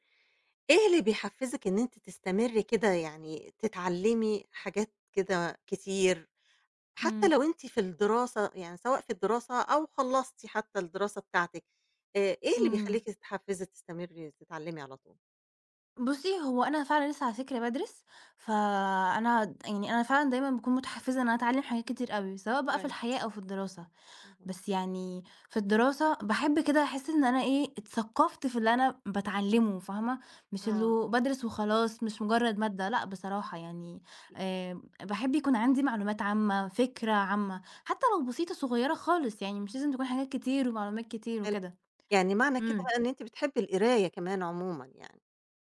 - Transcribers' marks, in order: none
- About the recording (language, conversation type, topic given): Arabic, podcast, إيه اللي بيحفزك تفضل تتعلم دايمًا؟